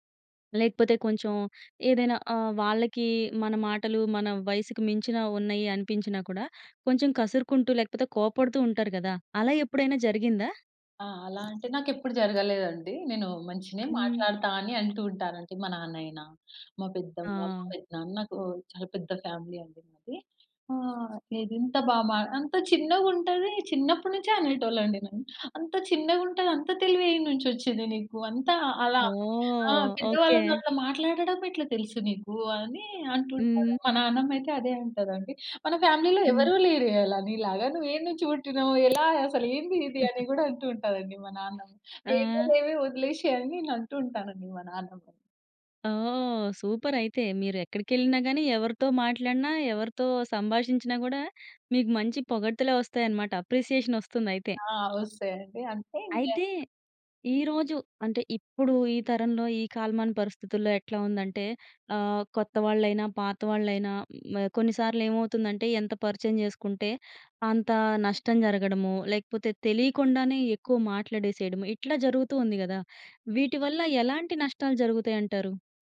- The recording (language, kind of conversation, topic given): Telugu, podcast, చిన్న చిన్న సంభాషణలు ఎంతవరకు సంబంధాలను బలోపేతం చేస్తాయి?
- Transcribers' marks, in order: in English: "ఫ్యామిలీ"; drawn out: "ఓహ్!"; in English: "ఫ్యామిలీలో"; tapping; chuckle; drawn out: "ఓహ్!"; in English: "సూపర్"; in English: "అప్రిసియేషన్"